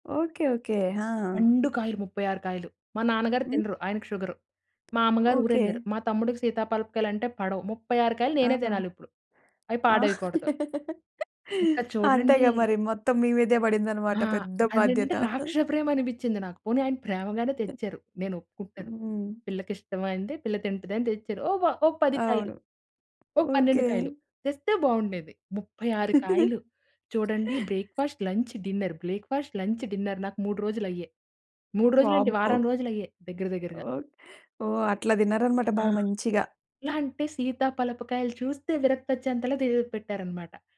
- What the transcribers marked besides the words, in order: other background noise; tapping; laugh; chuckle; other noise; giggle; in English: "బ్రేక్‌ఫా‌స్ట్, లంచ్, డిన్నర్, బ్రేక్‌ఫా‌స్ట్, లంచ్, డిన్నర్"
- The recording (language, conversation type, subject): Telugu, podcast, పనుల ద్వారా చూపించే ప్రేమను మీరు గుర్తిస్తారా?